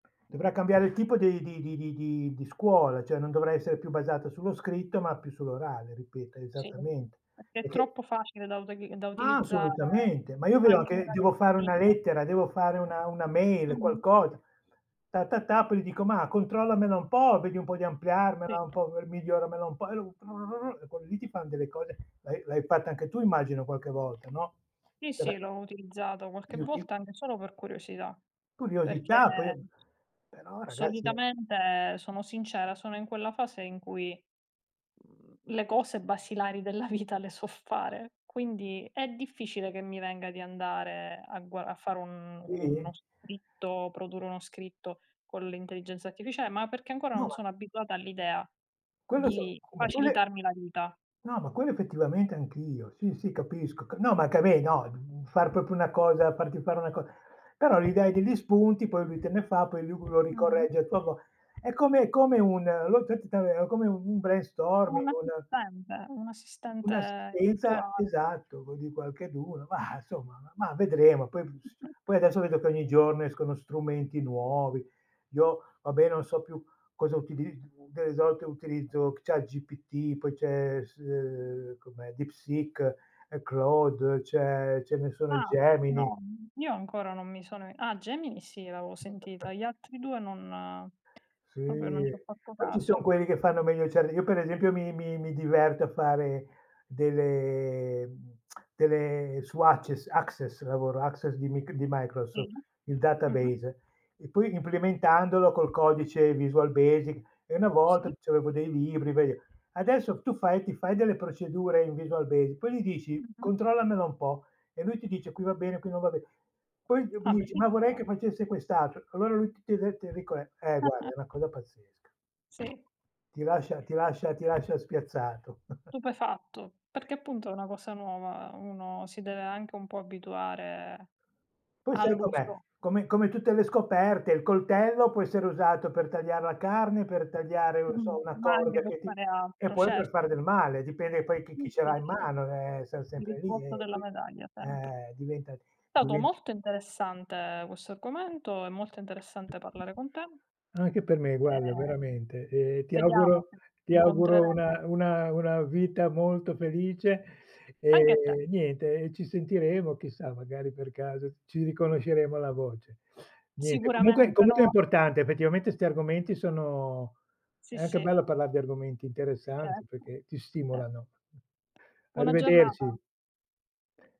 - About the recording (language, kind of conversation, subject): Italian, unstructured, Come ti senti riguardo all’uguaglianza delle opportunità nell’istruzione?
- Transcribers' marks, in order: other background noise; "cioè" said as "ceh"; tapping; unintelligible speech; unintelligible speech; laughing while speaking: "vita"; "proprio" said as "propio"; unintelligible speech; in English: "brainstorming"; chuckle; "cioè" said as "ceh"; unintelligible speech; tsk; unintelligible speech; unintelligible speech; chuckle; chuckle